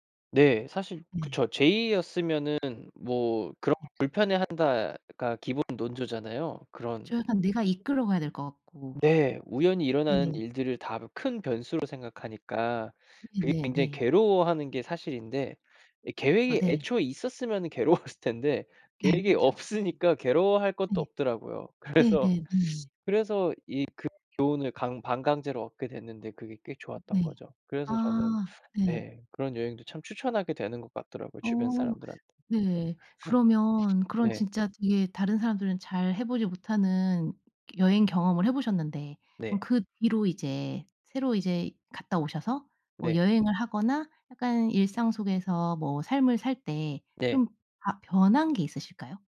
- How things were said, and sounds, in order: other noise; laughing while speaking: "괴로웠을"; laughing while speaking: "네. 그쵸"; laughing while speaking: "그래서"; teeth sucking; other background noise; laugh
- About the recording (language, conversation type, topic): Korean, podcast, 여행에서 배운 가장 큰 교훈은 뭐야?